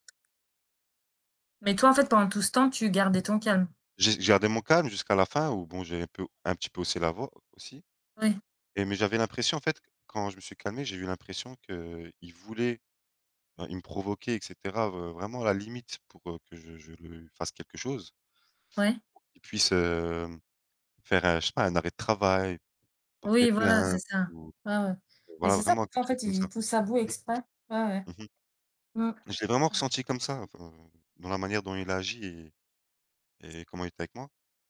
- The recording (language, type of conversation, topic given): French, unstructured, Comment réagissez-vous face à un conflit au travail ?
- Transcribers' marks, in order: tapping; throat clearing; unintelligible speech; other background noise